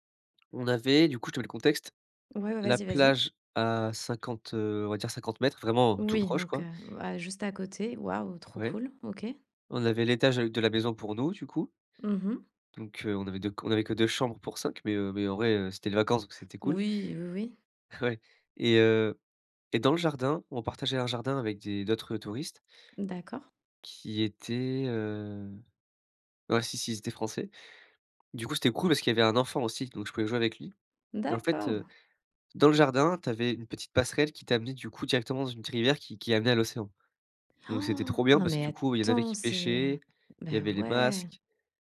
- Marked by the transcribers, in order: laughing while speaking: "Ouais"; inhale; stressed: "attends"
- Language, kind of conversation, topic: French, podcast, As-tu un souvenir d’enfance lié à la nature ?
- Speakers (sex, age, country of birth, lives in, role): female, 40-44, France, Spain, host; male, 20-24, France, France, guest